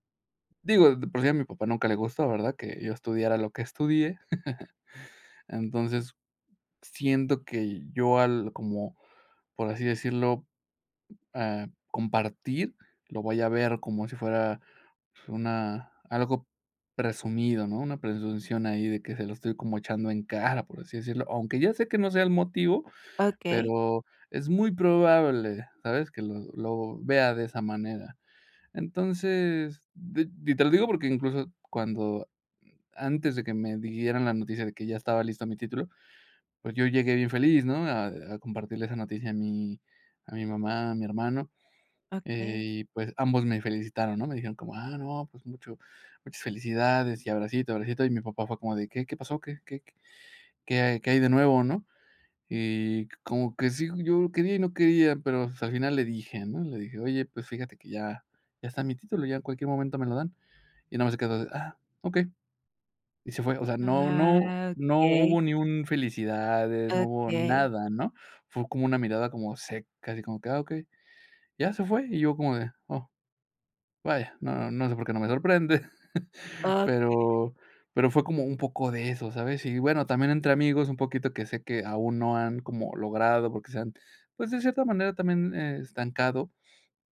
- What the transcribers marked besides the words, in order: laugh; chuckle
- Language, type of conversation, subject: Spanish, advice, ¿Cómo puedo compartir mis logros sin parecer que presumo?